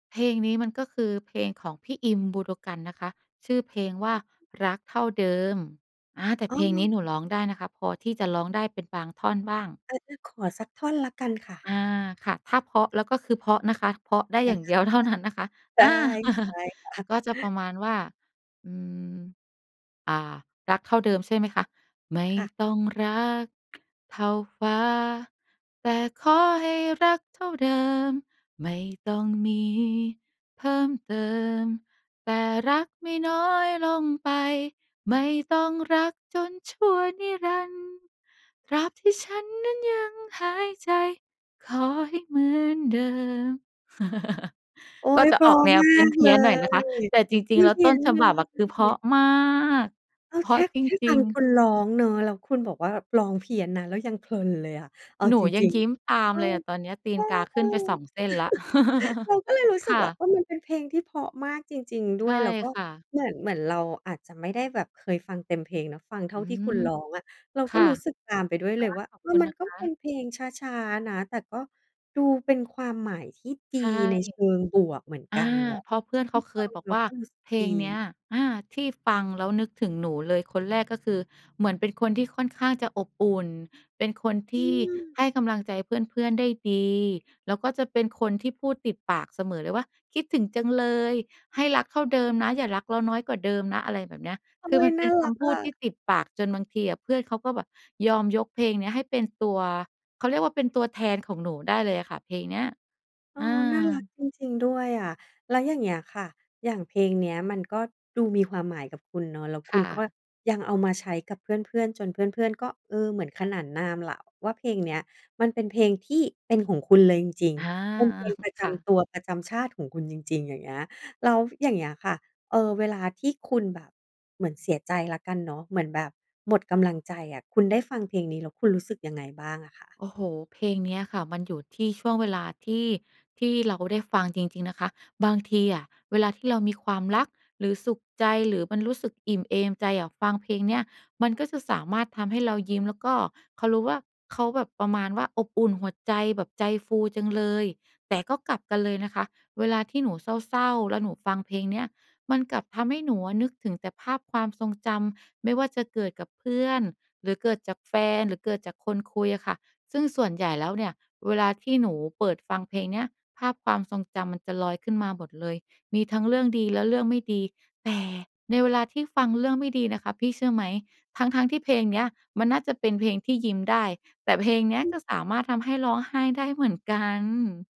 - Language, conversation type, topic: Thai, podcast, เพลงอะไรที่ทำให้คุณรู้สึกว่าเป็นตัวตนของคุณมากที่สุด?
- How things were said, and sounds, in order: chuckle; chuckle; singing: "ไม่ต้องรัก เท่าฟ้า แต่ขอให้รักเท่าเดิม ไม่ต้อ … หายใจ ขอให้เหมือนเดิม"; tapping; chuckle; chuckle; chuckle; chuckle